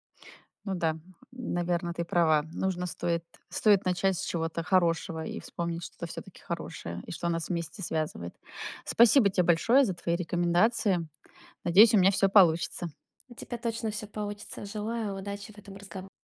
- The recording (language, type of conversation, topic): Russian, advice, Как мне правильно дистанцироваться от токсичного друга?
- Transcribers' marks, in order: none